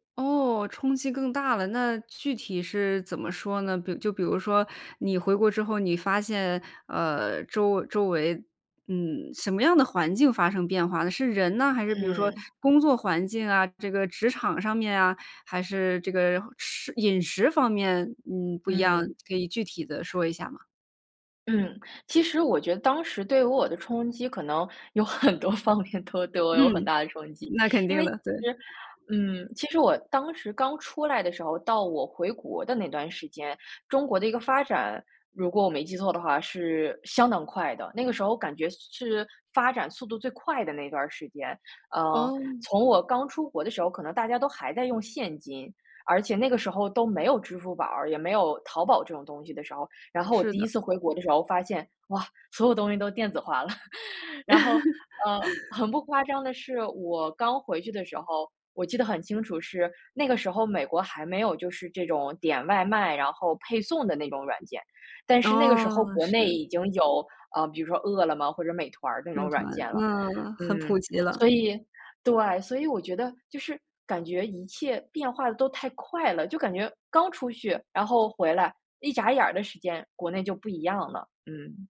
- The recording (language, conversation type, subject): Chinese, podcast, 回国后再适应家乡文化对你来说难吗？
- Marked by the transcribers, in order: laughing while speaking: "有很多方面"; laugh; chuckle